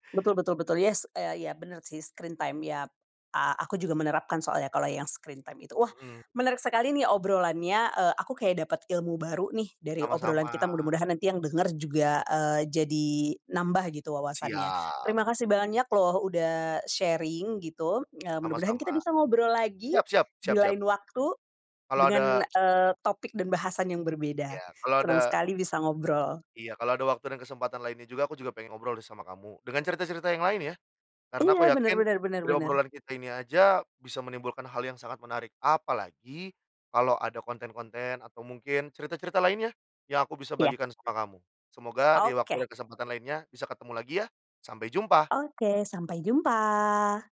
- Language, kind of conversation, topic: Indonesian, podcast, Bagaimana menurutmu algoritma memengaruhi apa yang kita tonton?
- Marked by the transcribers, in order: in English: "screen time"; in English: "screen time"; in English: "sharing"; other background noise